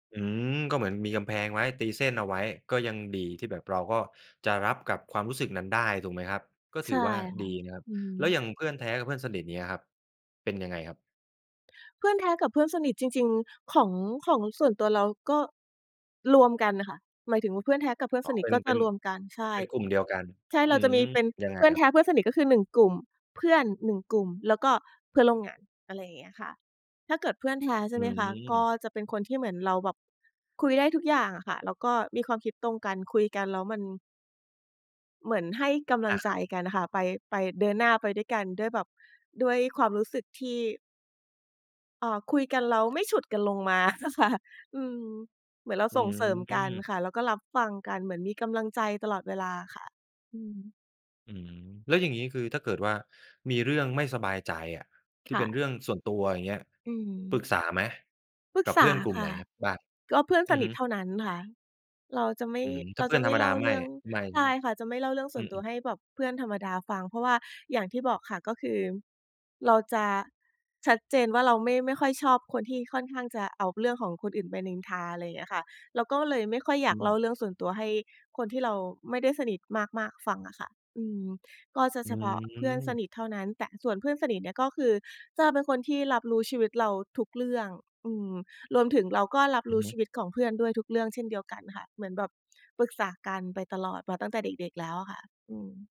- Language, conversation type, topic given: Thai, podcast, คุณคิดว่าเพื่อนแท้ควรเป็นแบบไหน?
- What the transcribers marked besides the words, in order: tapping; other background noise; laughing while speaking: "อะค่ะ"